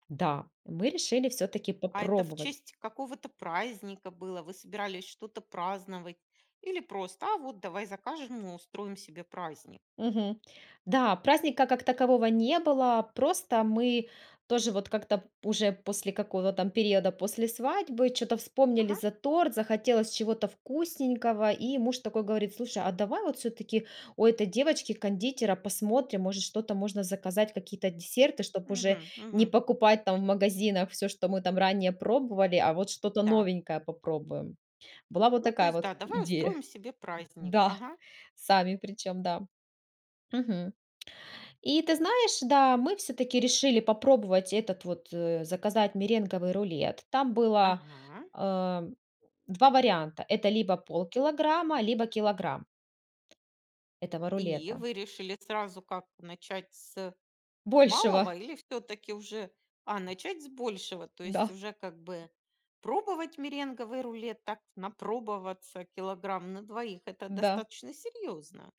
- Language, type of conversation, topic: Russian, podcast, Какое у вас самое тёплое кулинарное воспоминание?
- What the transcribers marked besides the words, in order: other background noise